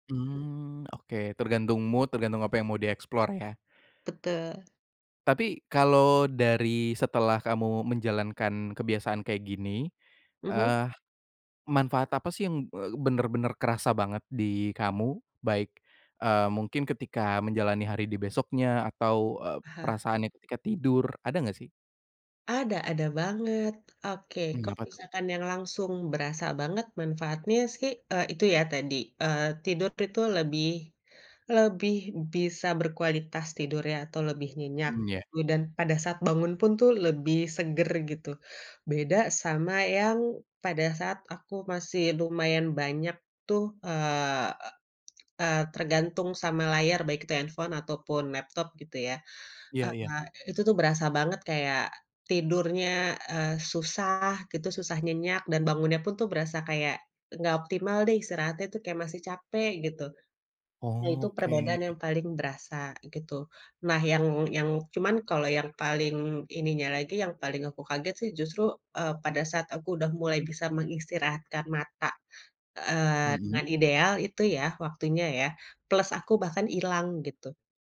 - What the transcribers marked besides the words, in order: tapping; in English: "mood"; other background noise
- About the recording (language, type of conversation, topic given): Indonesian, podcast, Bagaimana kamu mengatur penggunaan gawai sebelum tidur?